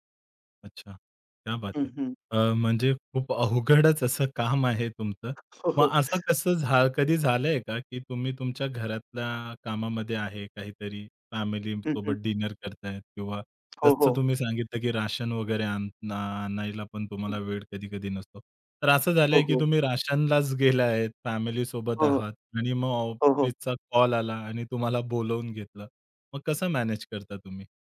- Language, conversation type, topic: Marathi, podcast, काम आणि आयुष्यातील संतुलन कसे साधता?
- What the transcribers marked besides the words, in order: in Hindi: "क्या बात है"; laughing while speaking: "अवघडच"; other background noise; in English: "डिनर"; tapping